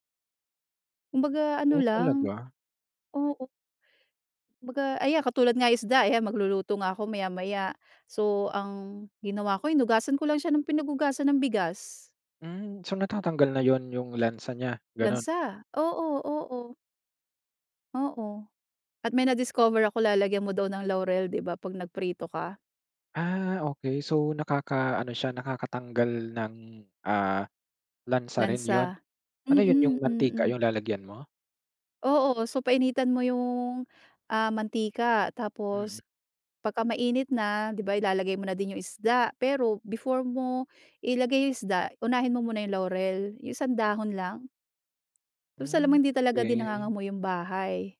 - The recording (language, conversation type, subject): Filipino, podcast, Paano mo pinananatili ang malusog na pagkain sa araw-araw mong gawain?
- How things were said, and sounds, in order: tapping